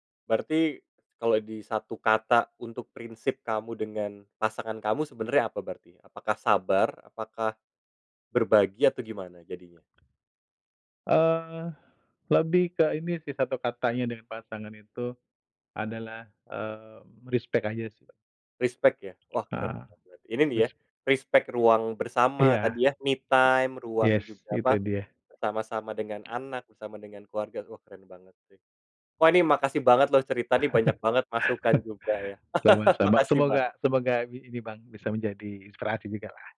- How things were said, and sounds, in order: other background noise; in English: "respect"; in English: "Respect"; in English: "respect"; in English: "me time"; laugh; laugh
- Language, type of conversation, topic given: Indonesian, podcast, Bagaimana kamu mengatur ruang bersama dengan pasangan atau teman serumah?
- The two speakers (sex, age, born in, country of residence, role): male, 30-34, Indonesia, Indonesia, host; male, 35-39, Indonesia, Indonesia, guest